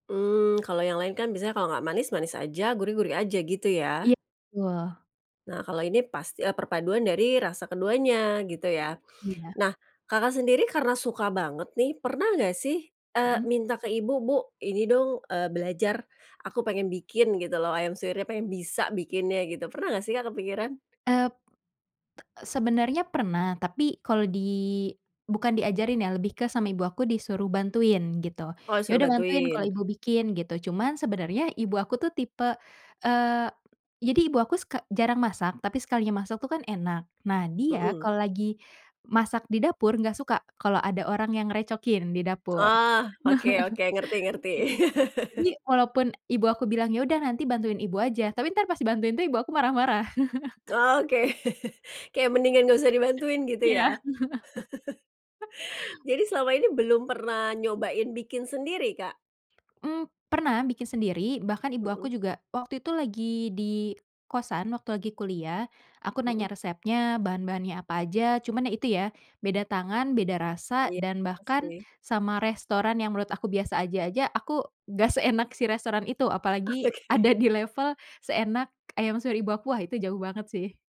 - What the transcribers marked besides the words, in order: other background noise; background speech; tapping; chuckle; chuckle; chuckle; laughing while speaking: "Oke oke"
- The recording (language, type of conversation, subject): Indonesian, podcast, Apa tradisi makanan yang selalu ada di rumahmu saat Lebaran atau Natal?
- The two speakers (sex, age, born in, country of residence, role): female, 25-29, Indonesia, Indonesia, guest; female, 45-49, Indonesia, Indonesia, host